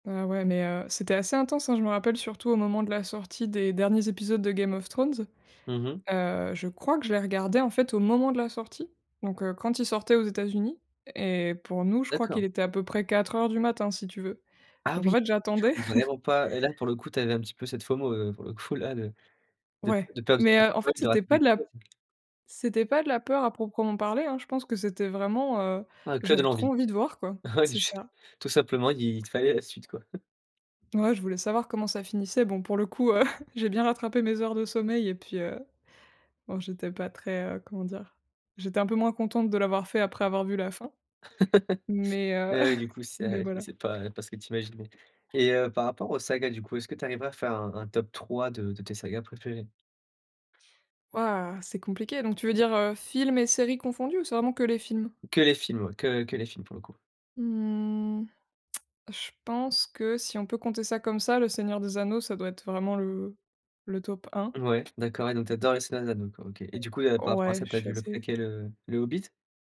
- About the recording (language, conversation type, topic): French, podcast, Comment choisis-tu ce que tu regardes sur une plateforme de streaming ?
- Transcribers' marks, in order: chuckle; unintelligible speech; other background noise; chuckle; chuckle; laugh; chuckle